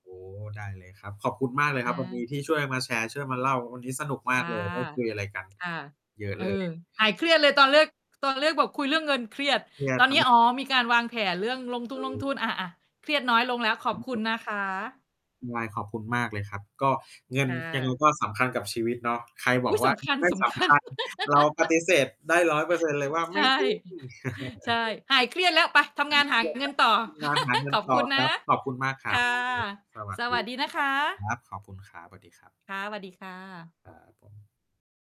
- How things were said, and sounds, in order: distorted speech; unintelligible speech; tapping; laughing while speaking: "สำคัญ"; laugh; laughing while speaking: "ใช่"; chuckle; other background noise; unintelligible speech; laugh
- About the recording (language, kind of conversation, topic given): Thai, unstructured, คุณเคยรู้สึกกังวลเรื่องเงินบ้างไหม?